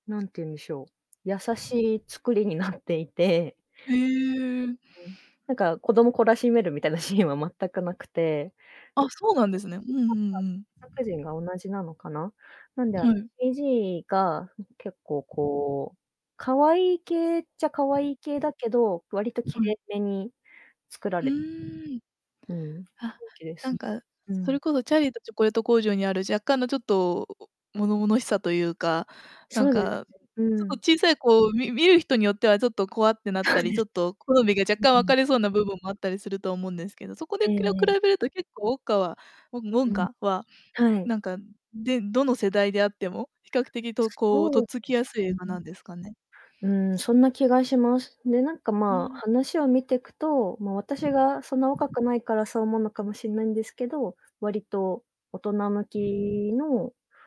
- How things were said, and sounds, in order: laughing while speaking: "なっていて"; other background noise; laughing while speaking: "シーン"; in English: "シーン"; unintelligible speech; distorted speech
- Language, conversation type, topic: Japanese, podcast, 好きな映画の中で、特に印象に残っているシーンはどこですか？